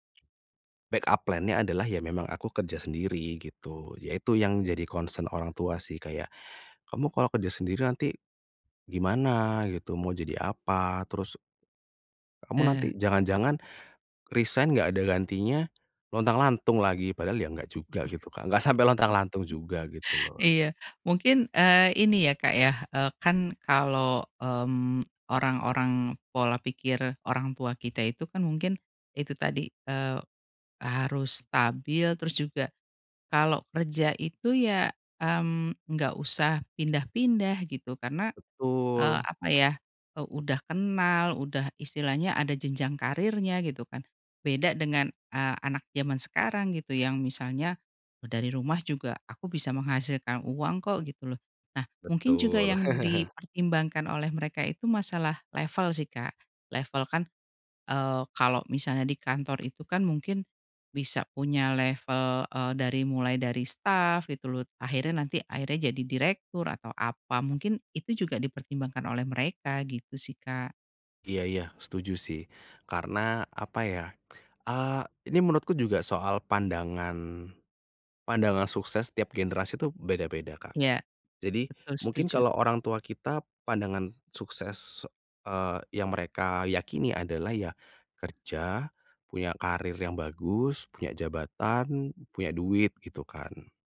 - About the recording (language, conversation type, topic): Indonesian, podcast, Bagaimana cara menjelaskan kepada orang tua bahwa kamu perlu mengubah arah karier dan belajar ulang?
- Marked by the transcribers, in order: other background noise; in English: "backup plan"; in English: "concern"; tapping; chuckle; chuckle